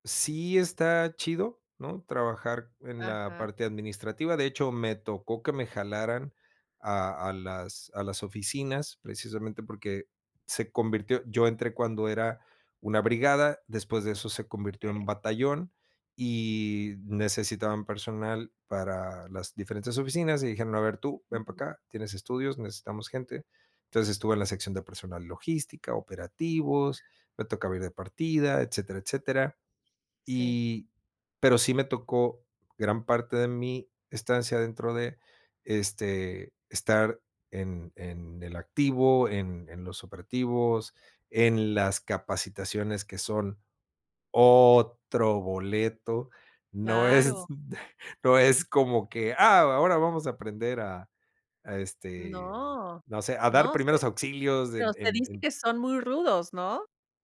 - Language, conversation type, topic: Spanish, podcast, ¿Qué aventura te hizo sentir vivo de verdad?
- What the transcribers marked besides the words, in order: stressed: "otro boleto"; chuckle